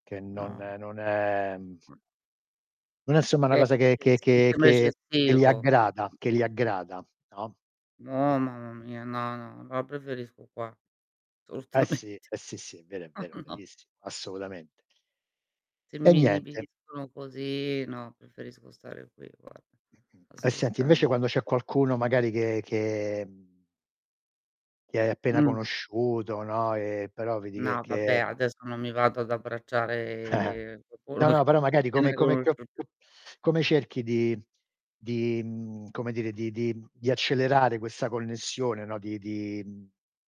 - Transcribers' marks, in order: distorted speech; "insomma" said as "nsomma"; laughing while speaking: "solutamente"; "assolutamente" said as "solutamente"; chuckle; tapping; other background noise; chuckle; drawn out: "abbracciare"; laughing while speaking: "qualcuno che che"; unintelligible speech
- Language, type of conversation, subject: Italian, unstructured, Che cosa ti fa sentire più connesso alle persone intorno a te?